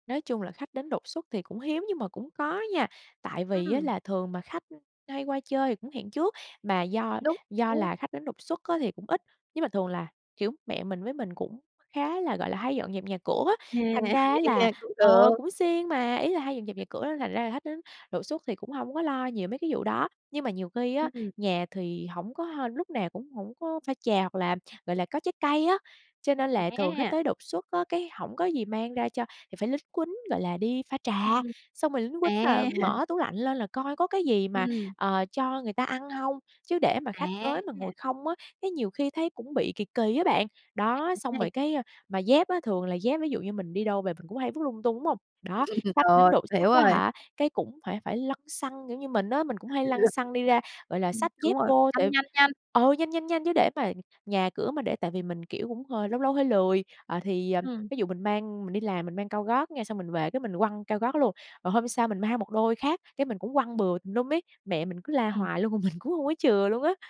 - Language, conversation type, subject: Vietnamese, podcast, Khi có khách đến nhà, gia đình bạn thường tiếp đãi theo cách đặc trưng như thế nào?
- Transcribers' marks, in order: tapping; unintelligible speech; laughing while speaking: "À"; unintelligible speech; other background noise; laughing while speaking: "À!"; unintelligible speech; chuckle; unintelligible speech; laughing while speaking: "mình"